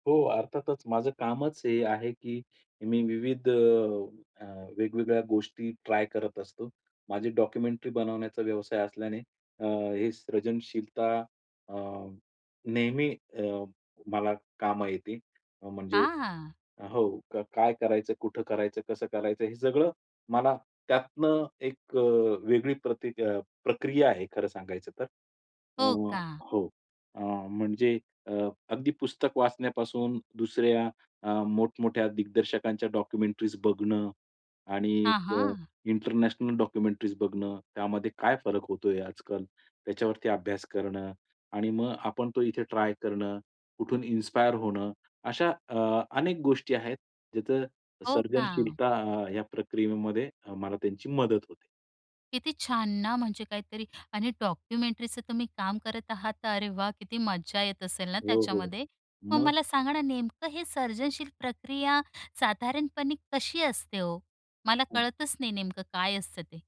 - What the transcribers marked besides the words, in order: in English: "डॉक्युमेंटरी"; in English: "डॉक्युमेंटरीज"; in English: "डॉक्युमेंटरीज"; in English: "इन्स्पायर"; in English: "डॉक्युमेंटरीचं"; other noise; other background noise
- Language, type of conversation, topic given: Marathi, podcast, तुमची सर्जनशील प्रक्रिया साधारणपणे कशी असते?